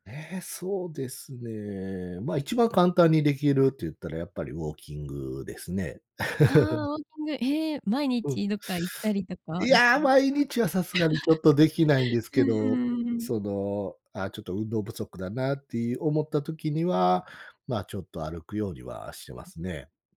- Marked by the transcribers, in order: other background noise; chuckle; tapping; laugh
- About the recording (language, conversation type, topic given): Japanese, podcast, 心が折れそうなとき、どうやって立て直していますか？